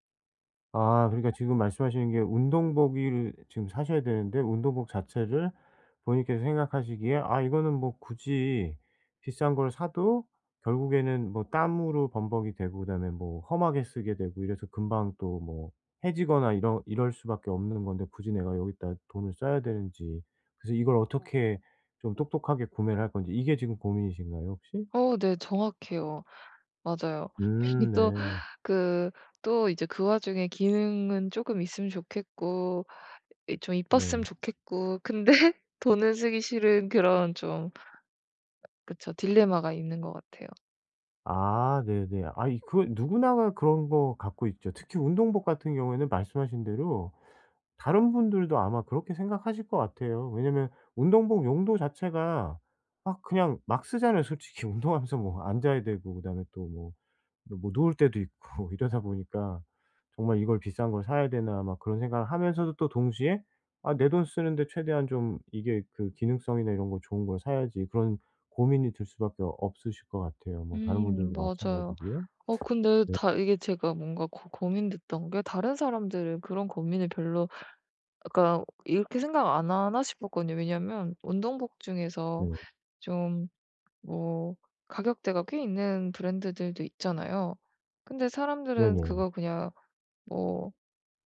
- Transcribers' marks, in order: tapping; laughing while speaking: "괜히"; laughing while speaking: "근데"; laughing while speaking: "운동하면서"; laughing while speaking: "있고"; teeth sucking; other background noise
- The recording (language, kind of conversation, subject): Korean, advice, 예산이 한정된 상황에서 어떻게 하면 좋은 선택을 할 수 있을까요?